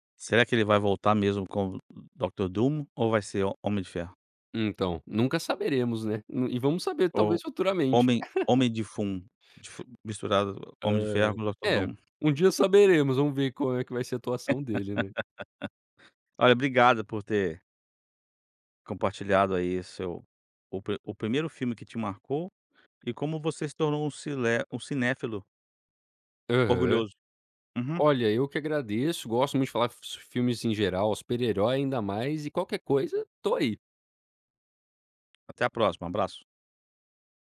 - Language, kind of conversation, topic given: Portuguese, podcast, Me conta sobre um filme que marcou sua vida?
- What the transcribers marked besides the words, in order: laugh